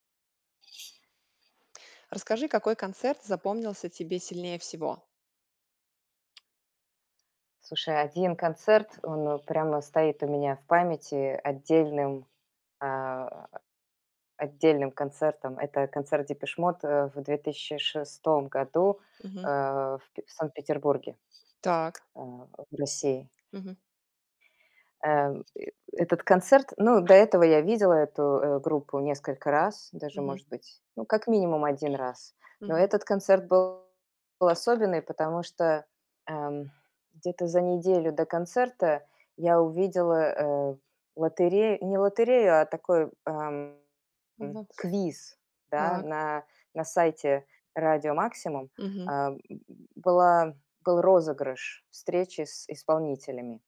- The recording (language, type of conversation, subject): Russian, podcast, Какой концерт запомнился тебе сильнее всего?
- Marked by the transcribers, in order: other background noise; tapping; distorted speech; grunt